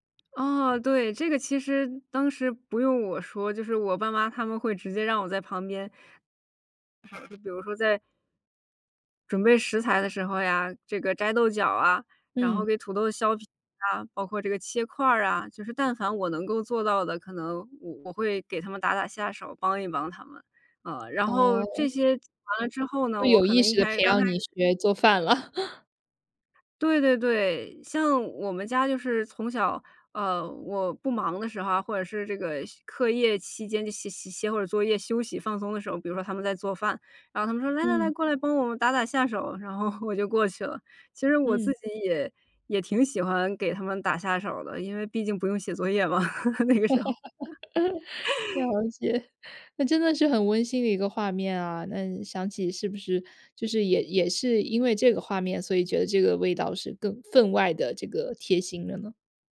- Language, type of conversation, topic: Chinese, podcast, 家里哪道菜最能让你瞬间安心，为什么？
- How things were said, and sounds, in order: other background noise; unintelligible speech; laugh; laughing while speaking: "然后"; laugh; laughing while speaking: "了解"; laugh; laughing while speaking: "那个时候"; laugh